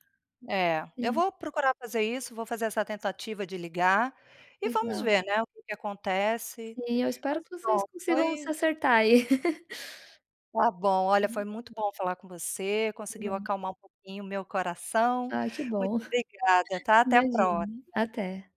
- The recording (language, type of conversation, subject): Portuguese, advice, Como posso evitar confrontos por medo de perder o controle emocional?
- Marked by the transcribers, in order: laugh; chuckle